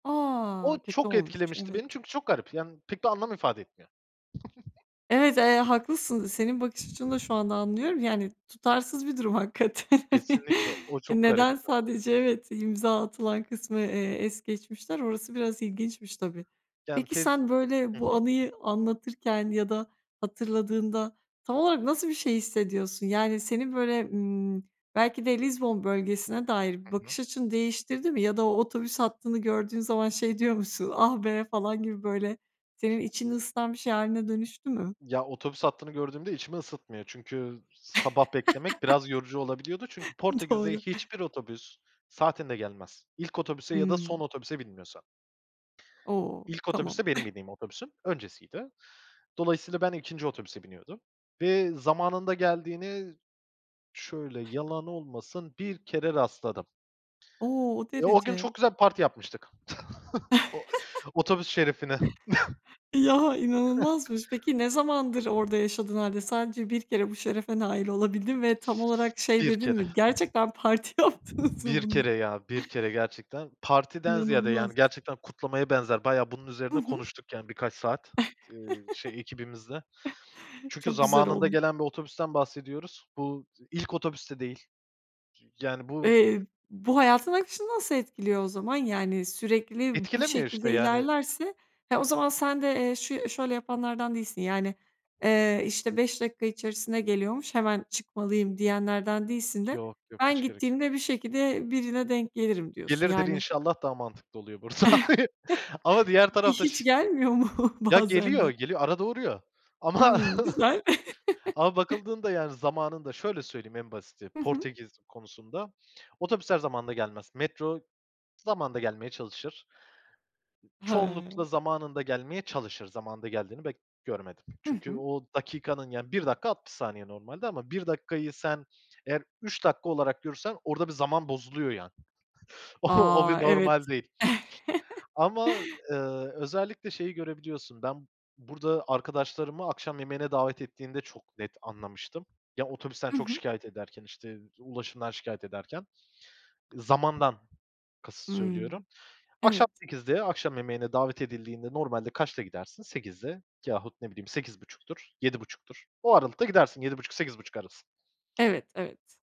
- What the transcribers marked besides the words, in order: other background noise; tapping; laughing while speaking: "hakikaten"; chuckle; laugh; laughing while speaking: "Doğru"; chuckle; chuckle; chuckle; chuckle; laughing while speaking: "parti yaptınız mı"; chuckle; chuckle; laughing while speaking: "burada"; unintelligible speech; laughing while speaking: "mu bazen de?"; chuckle; chuckle; chuckle
- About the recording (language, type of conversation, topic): Turkish, podcast, Yerel halkla yaşadığın unutulmaz bir anını paylaşır mısın?